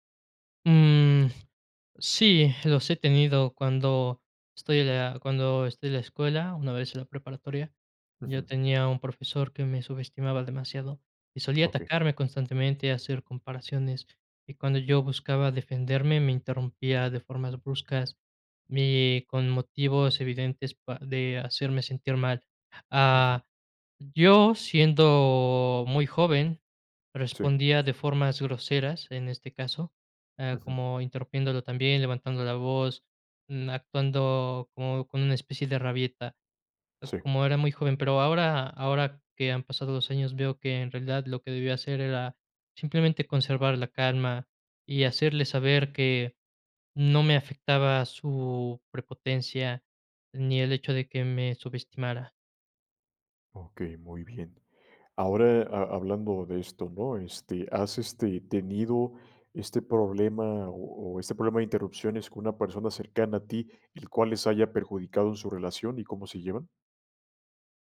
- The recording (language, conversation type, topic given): Spanish, podcast, ¿Cómo lidias con alguien que te interrumpe constantemente?
- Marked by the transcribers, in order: tapping